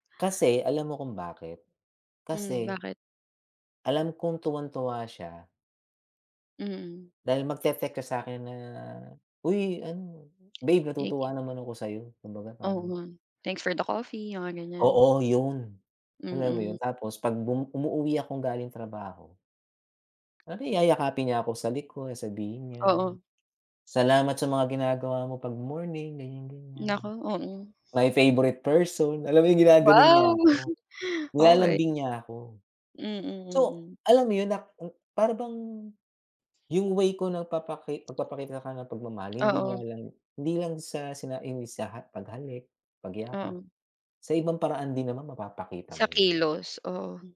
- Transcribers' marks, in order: tapping; "magte-text" said as "magte-tek"; other background noise; chuckle
- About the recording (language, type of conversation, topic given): Filipino, unstructured, Paano mo ipinapakita ang pagmamahal sa iyong kapareha?